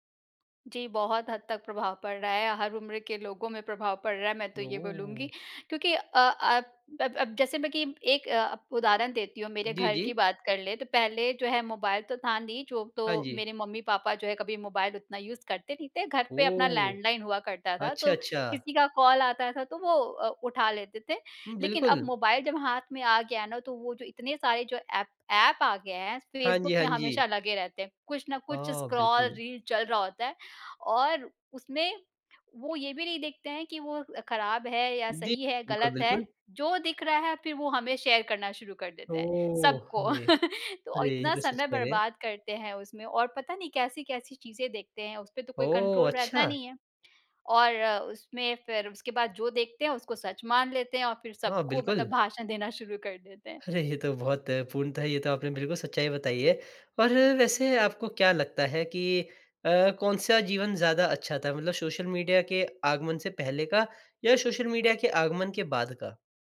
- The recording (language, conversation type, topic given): Hindi, podcast, सोशल मीडिया का आपके रोज़मर्रा के जीवन पर क्या असर पड़ता है?
- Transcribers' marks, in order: in English: "यूज़"; in English: "लैंडलाइन"; in English: "स्क्रॉल"; in English: "शेयर"; laugh; in English: "कंट्रोल"; laughing while speaking: "अरे!"